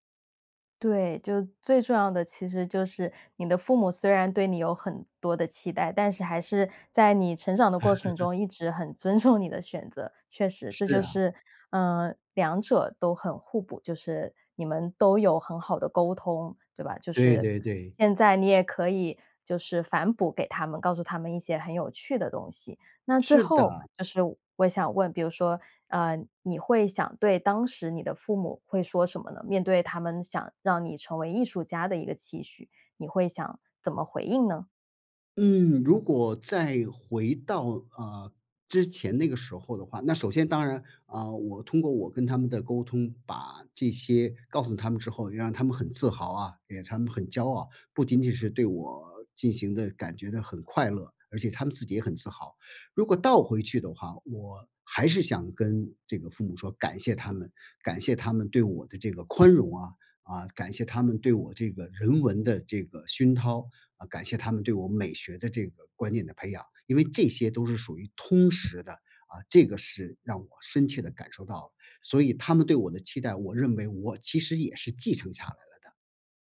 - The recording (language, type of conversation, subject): Chinese, podcast, 父母的期待在你成长中起了什么作用？
- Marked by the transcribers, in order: laugh; laughing while speaking: "尊重"